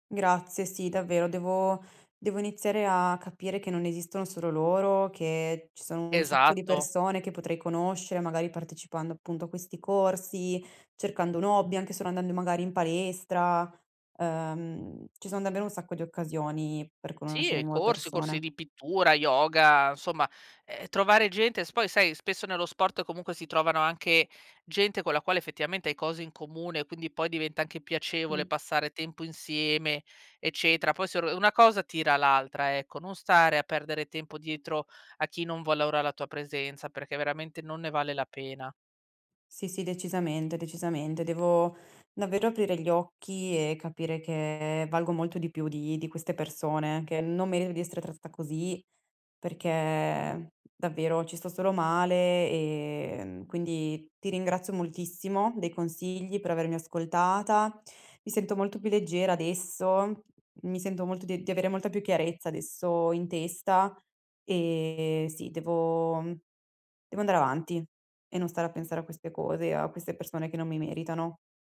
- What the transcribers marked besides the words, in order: none
- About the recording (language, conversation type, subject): Italian, advice, Come ti senti quando ti senti escluso durante gli incontri di gruppo?